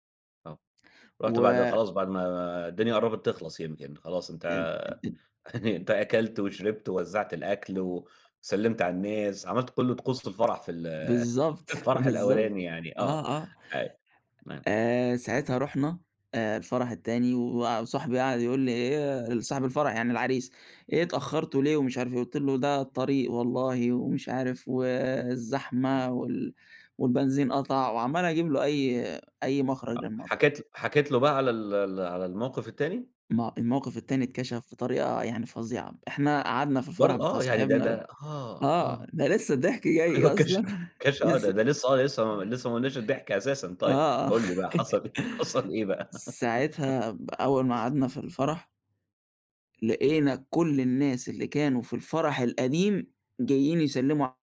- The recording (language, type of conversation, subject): Arabic, podcast, إحكي عن موقف ضحكتوا فيه كلكم سوا؟
- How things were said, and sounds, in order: laughing while speaking: "يعني"; tapping; laughing while speaking: "بالضبط"; chuckle; other noise; laughing while speaking: "أيوه اتكش اتكش"; laughing while speaking: "أصلًا، لسه"; laugh; laughing while speaking: "حصل إيه حصل إيه بقى؟"; laugh